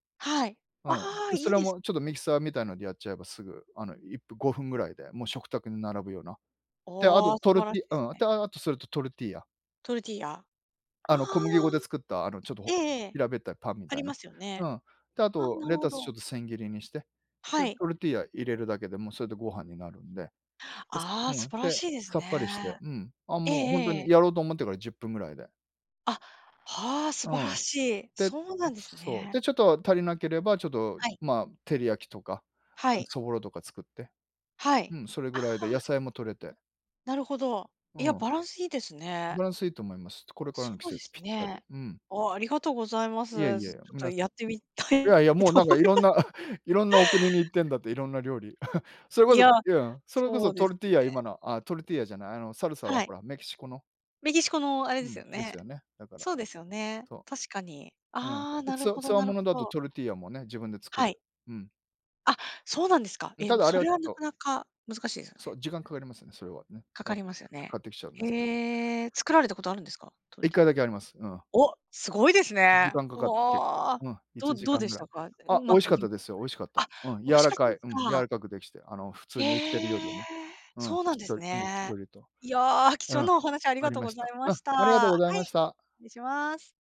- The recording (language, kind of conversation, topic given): Japanese, unstructured, 健康的な食事と運動は、どちらがより大切だと思いますか？
- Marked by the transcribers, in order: in Spanish: "トルティーヤ"; in Spanish: "トルティーヤ"; in Spanish: "トルティーヤ"; other noise; other background noise; laughing while speaking: "と思いま"; chuckle; chuckle; in Spanish: "トルティーヤ"; in Spanish: "トルティーヤ"; in Spanish: "トルティーヤ"; in Spanish: "トルティーヤ"